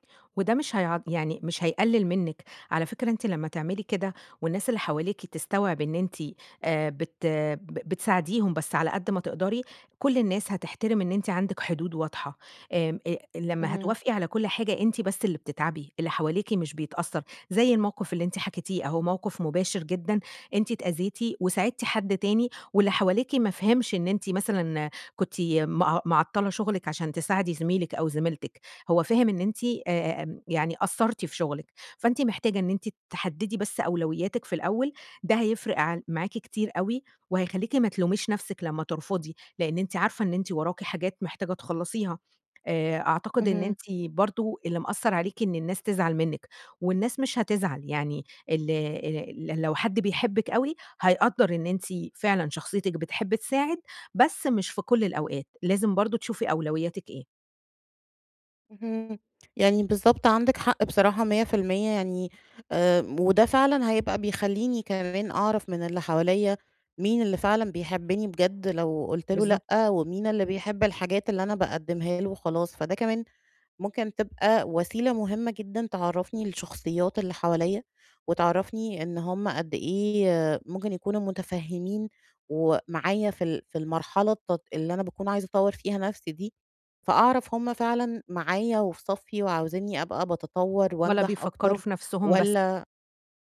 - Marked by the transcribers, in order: tapping
- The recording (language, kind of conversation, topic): Arabic, advice, إزاي أتعامل مع زيادة الالتزامات عشان مش بعرف أقول لأ؟